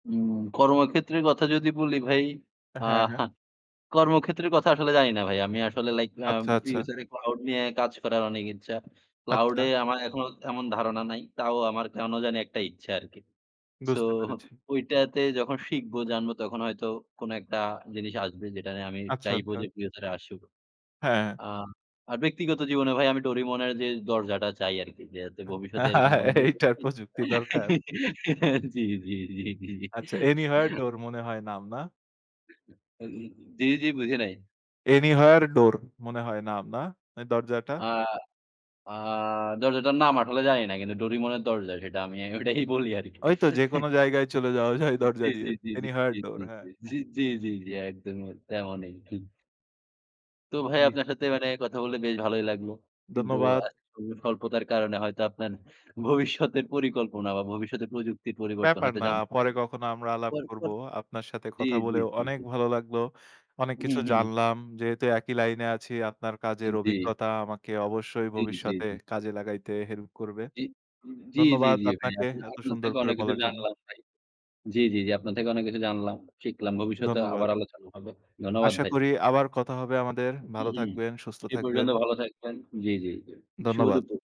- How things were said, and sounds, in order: other background noise; chuckle; laughing while speaking: "এইটার প্রযুক্তি দরকার"; unintelligible speech; giggle; chuckle; unintelligible speech; other noise; laughing while speaking: "ওটাই বলি আরকি"; chuckle; laughing while speaking: "চলে যাওয়া যায়"; laughing while speaking: "ভবিষ্যতের"
- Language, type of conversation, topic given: Bengali, unstructured, আপনার জীবনে প্রযুক্তির সবচেয়ে বড় পরিবর্তন কোনটি ছিল?